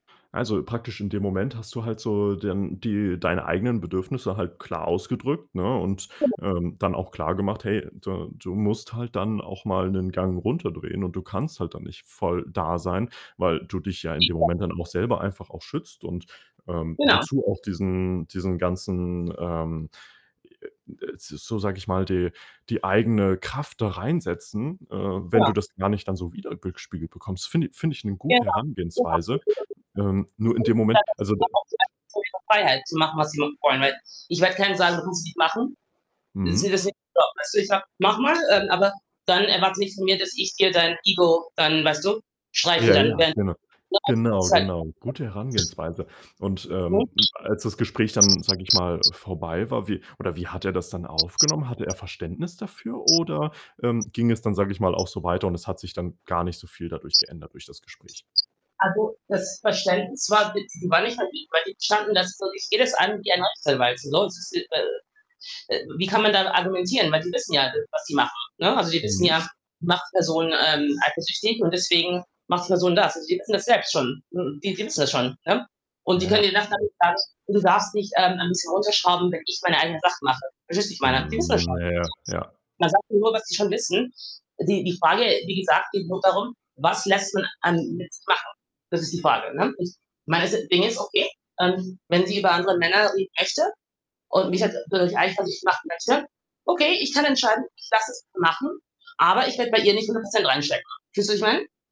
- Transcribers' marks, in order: distorted speech; other background noise; static; unintelligible speech; unintelligible speech; unintelligible speech; unintelligible speech
- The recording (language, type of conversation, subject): German, advice, Wie kann ich mit Eifersuchtsgefühlen umgehen, die meine Beziehung belasten?